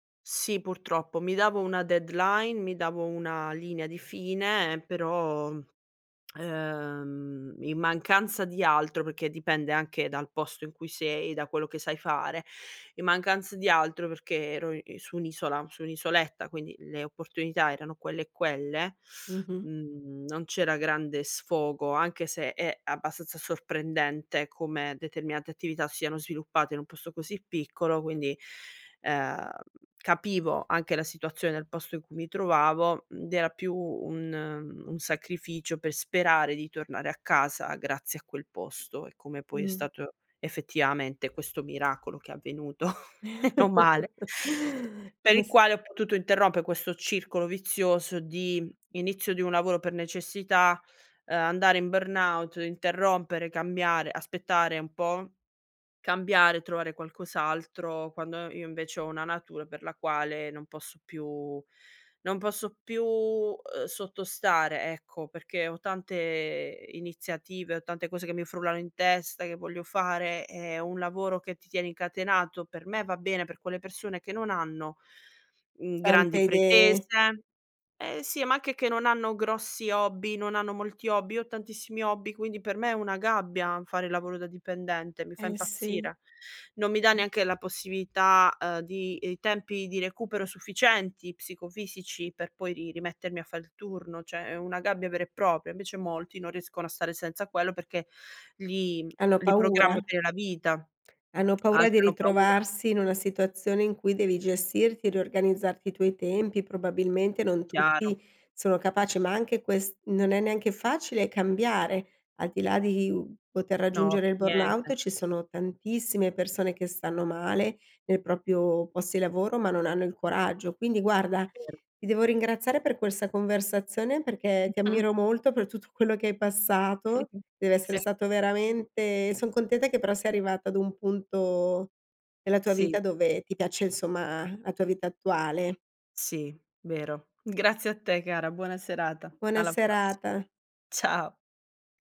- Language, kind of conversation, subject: Italian, podcast, Quali segnali indicano che è ora di cambiare lavoro?
- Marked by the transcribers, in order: in English: "deadline"; lip smack; tapping; chuckle; unintelligible speech; chuckle; in English: "burnout"; "cioè" said as "ceh"; "propria" said as "propia"; in English: "burnout"; "proprio" said as "propio"; chuckle; laughing while speaking: "tutto"; chuckle; other background noise